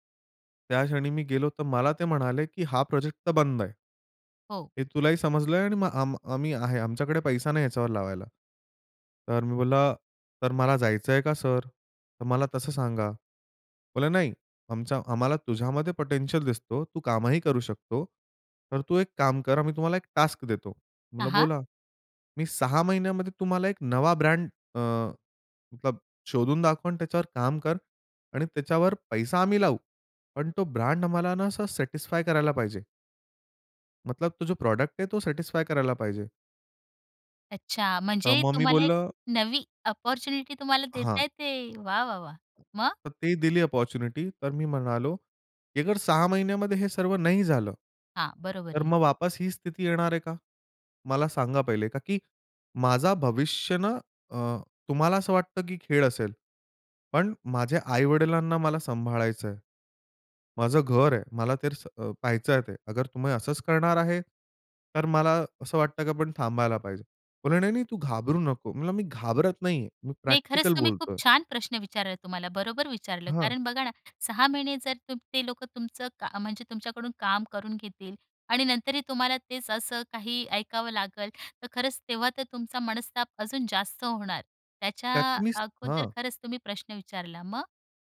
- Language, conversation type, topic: Marathi, podcast, एखाद्या मोठ्या अपयशामुळे तुमच्यात कोणते बदल झाले?
- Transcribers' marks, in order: in English: "पोटेन्शियल"; in English: "टास्क"; in English: "प्रॉडक्ट"; in English: "अपॉर्च्युनिटी"; tapping; in English: "अपॉर्च्युनिटी"; other background noise; "लागेल" said as "लागलं"